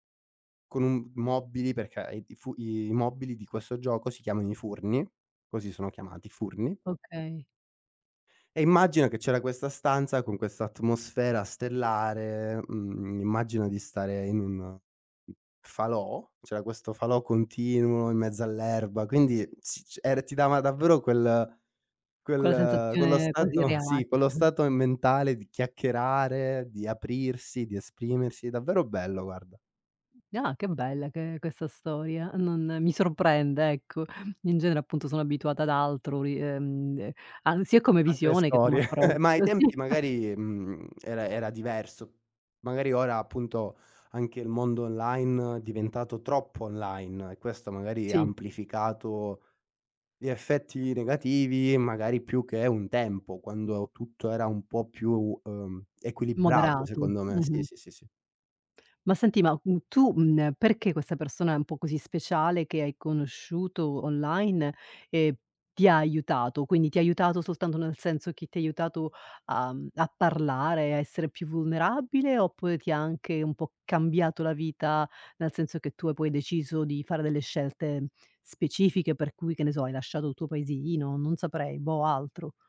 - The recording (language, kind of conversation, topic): Italian, podcast, In che occasione una persona sconosciuta ti ha aiutato?
- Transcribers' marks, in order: other background noise; tapping; laughing while speaking: "stato"; chuckle; laughing while speaking: "approccio, sì"; chuckle